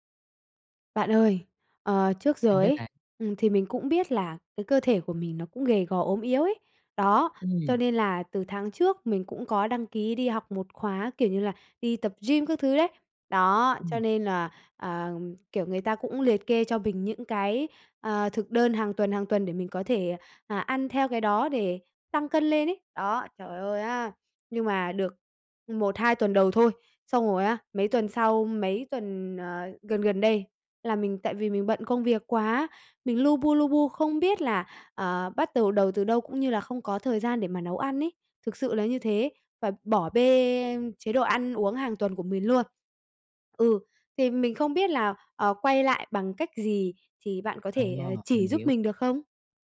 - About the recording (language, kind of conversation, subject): Vietnamese, advice, Bạn làm thế nào để không bỏ lỡ kế hoạch ăn uống hằng tuần mà mình đã đặt ra?
- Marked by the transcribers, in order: tapping